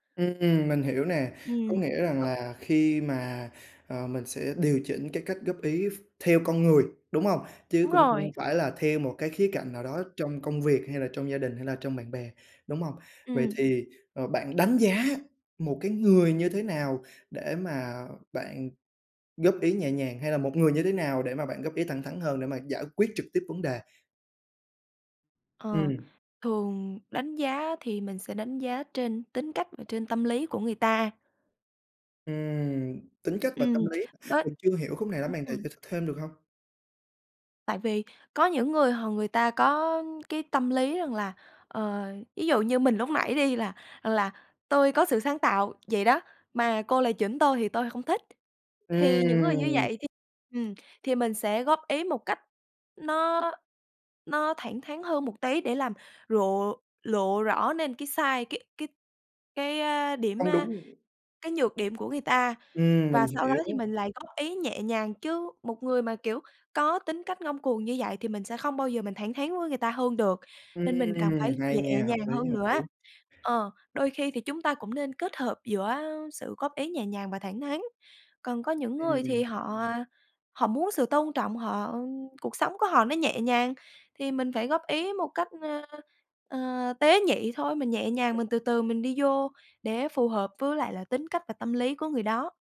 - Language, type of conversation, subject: Vietnamese, podcast, Bạn thích được góp ý nhẹ nhàng hay thẳng thắn hơn?
- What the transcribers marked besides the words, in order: other noise; tapping; unintelligible speech; unintelligible speech; other background noise; unintelligible speech